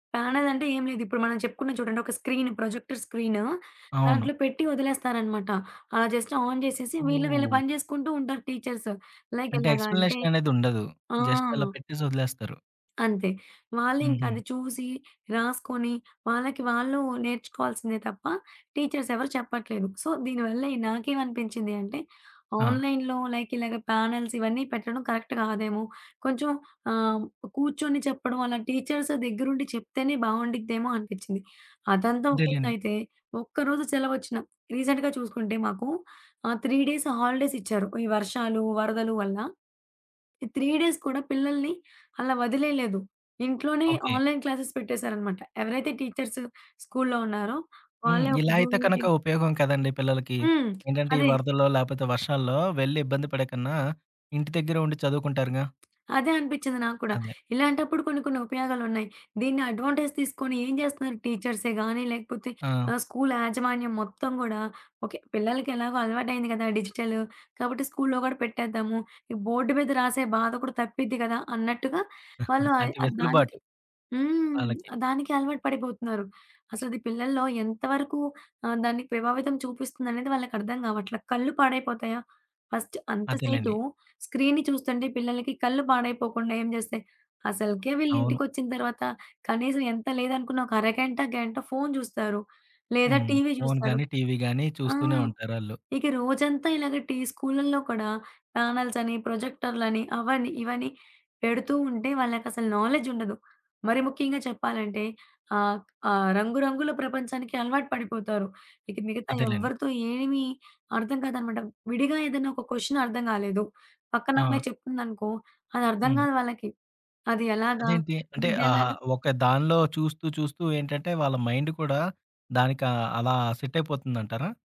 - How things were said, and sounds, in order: in English: "స్క్రీన్, ప్రొజెక్టర్"; in English: "జస్ట్ ఆన్"; in English: "టీచర్స్. లైక్"; in English: "జస్ట్"; in English: "టీచర్స్"; in English: "సో"; in English: "ఆన్‌లైన్‌లో లైక్"; in English: "ప్యానెల్స్"; in English: "కరెక్ట్"; in English: "టీచర్స్"; tapping; in English: "రీసెంట్‌గా"; in English: "త్రీ డేస్ హాలిడేస్"; in English: "త్రీ డేస్"; in English: "ఆన్‌లైన్ క్లాసెస్"; other background noise; in English: "టీచర్స్"; in English: "జూమ్ మీటింగ్"; in English: "అడ్వాంటేజ్"; chuckle; in English: "ఫస్ట్"; in English: "ప్యానెల్స్"; in English: "నాలెడ్జ్"; in English: "కొశ్చన్"; in English: "మైండ్"; in English: "సెట్"
- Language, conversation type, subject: Telugu, podcast, ఆన్‌లైన్ నేర్చుకోవడం పాఠశాల విద్యను ఎలా మెరుగుపరచగలదని మీరు భావిస్తారు?